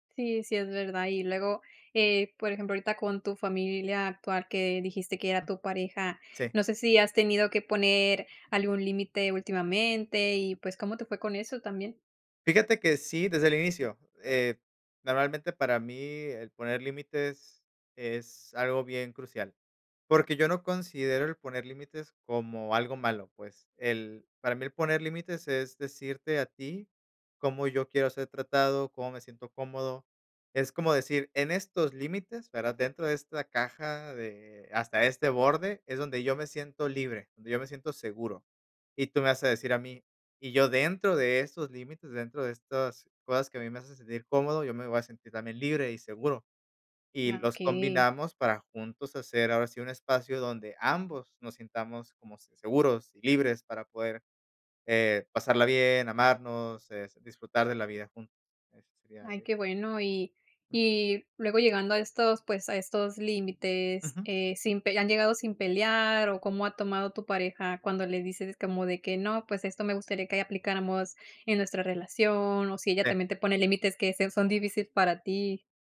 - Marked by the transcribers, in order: none
- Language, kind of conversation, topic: Spanish, podcast, ¿Cómo puedo poner límites con mi familia sin que se convierta en una pelea?